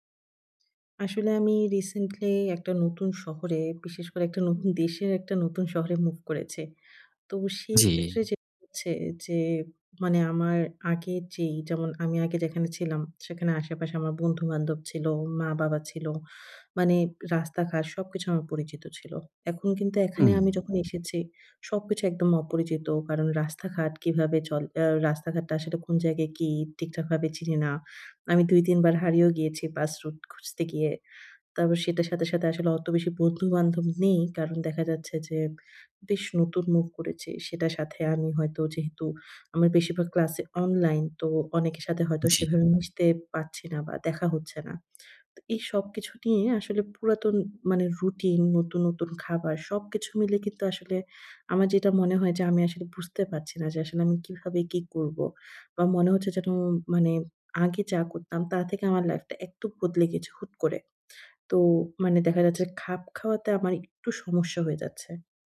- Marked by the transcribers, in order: tongue click; tapping; blowing; lip smack; blowing; lip smack; "যেন" said as "যেটো"
- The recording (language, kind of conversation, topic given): Bengali, advice, নতুন শহরে স্থানান্তর করার পর আপনার দৈনন্দিন রুটিন ও সম্পর্ক কীভাবে বদলে গেছে?